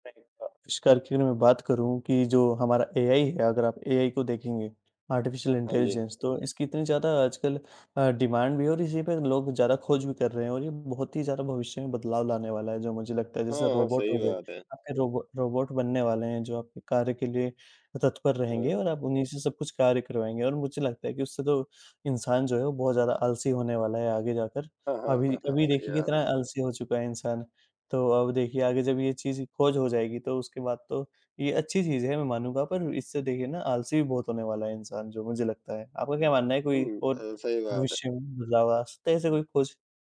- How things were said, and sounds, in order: in English: "आर्टिफिशियल इंटेलिजेंस"; in English: "डिमांड"
- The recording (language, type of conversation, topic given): Hindi, unstructured, पुराने समय की कौन-सी ऐसी खोज थी जिसने लोगों का जीवन बदल दिया?